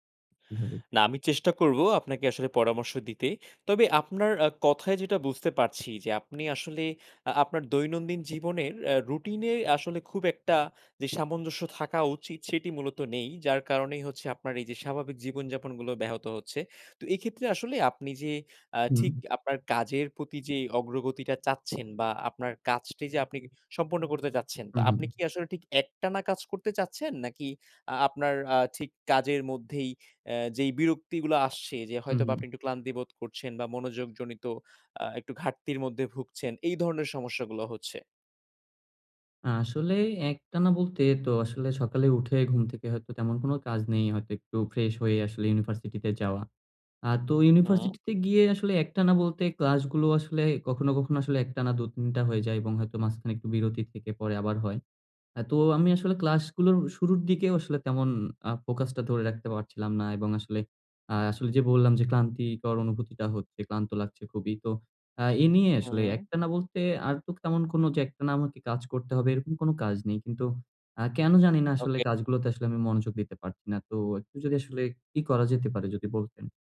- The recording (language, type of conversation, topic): Bengali, advice, কীভাবে আমি দীর্ঘ সময় মনোযোগ ধরে রেখে কর্মশক্তি বজায় রাখতে পারি?
- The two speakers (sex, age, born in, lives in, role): male, 20-24, Bangladesh, Bangladesh, advisor; male, 20-24, Bangladesh, Bangladesh, user
- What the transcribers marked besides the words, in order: other background noise; horn; tapping